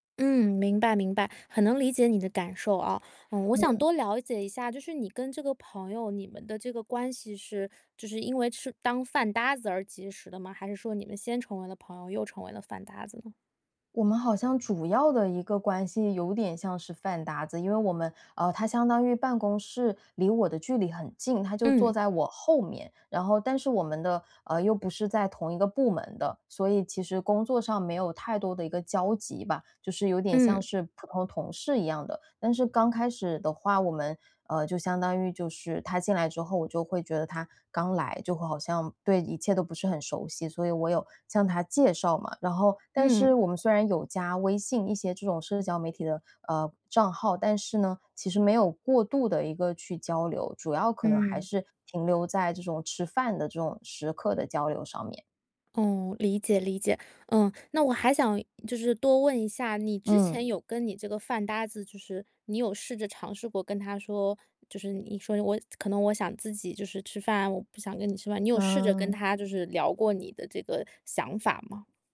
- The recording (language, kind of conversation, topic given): Chinese, advice, 如何在不伤害感情的情况下对朋友说不？
- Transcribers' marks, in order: none